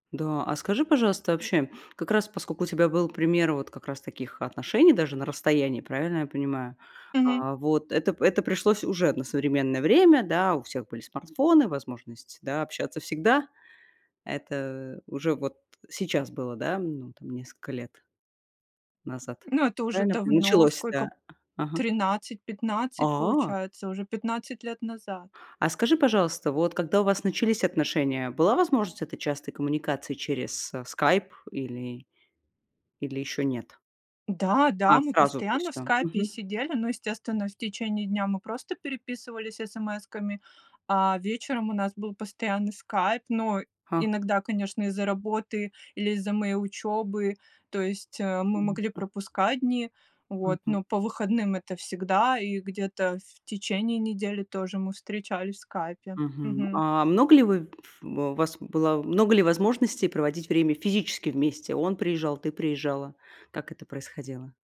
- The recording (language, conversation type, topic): Russian, podcast, Как смартфоны меняют наши личные отношения в повседневной жизни?
- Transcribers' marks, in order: tapping